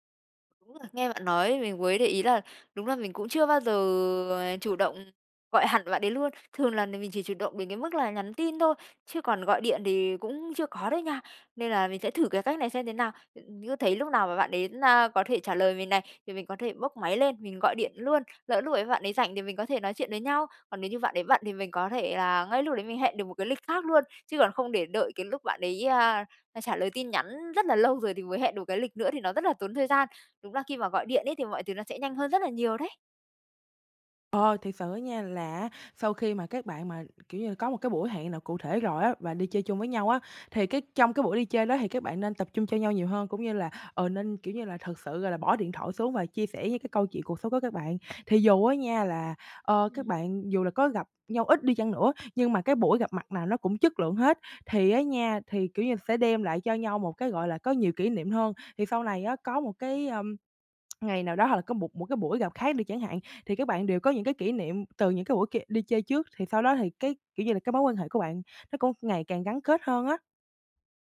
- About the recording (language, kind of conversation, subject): Vietnamese, advice, Làm thế nào để giữ liên lạc với người thân khi có thay đổi?
- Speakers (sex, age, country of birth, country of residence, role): female, 18-19, Vietnam, Vietnam, advisor; female, 25-29, Vietnam, Vietnam, user
- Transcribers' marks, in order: drawn out: "giờ"; other noise; tapping; tsk